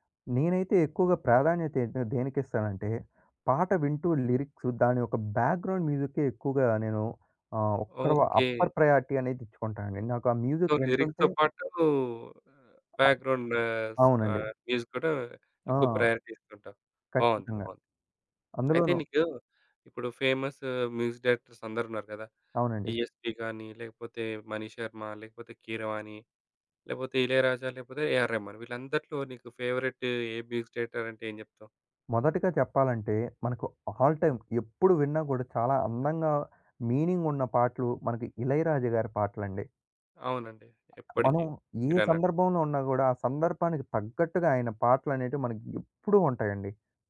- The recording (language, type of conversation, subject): Telugu, podcast, షేర్ చేసుకునే పాటల జాబితాకు పాటలను ఎలా ఎంపిక చేస్తారు?
- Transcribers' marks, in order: in English: "బ్యాక్‌గ్రౌండ్"; in English: "అప్పర్ ప్రయారిటీ"; tapping; in English: "మ్యూజిక్"; in English: "సో లిరిక్స్‌తో"; other background noise; in English: "మ్యూజిక్"; in English: "ప్రయారిటీ"; in English: "మ్యూజిక్ డైరెక్టర్స్"; in English: "మ్యూజిక్ డైరెక్టర్"; in English: "ఆల్ టైమ్"